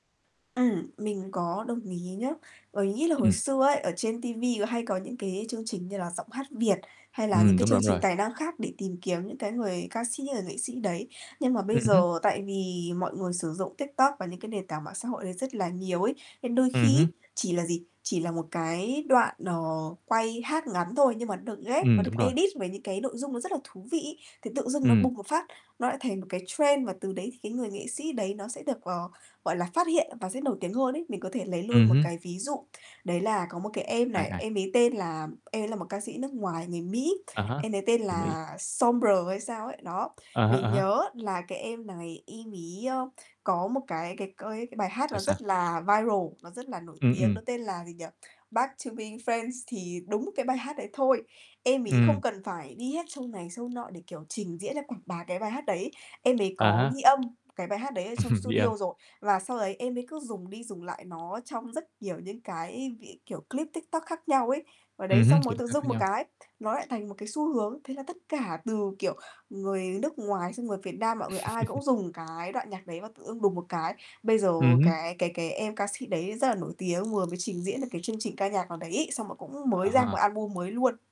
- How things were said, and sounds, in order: static; distorted speech; in English: "edit"; in English: "trend"; other background noise; in English: "viral"; tapping; chuckle; chuckle
- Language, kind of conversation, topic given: Vietnamese, podcast, Mạng xã hội đã thay đổi cách chúng ta tiêu thụ nội dung giải trí như thế nào?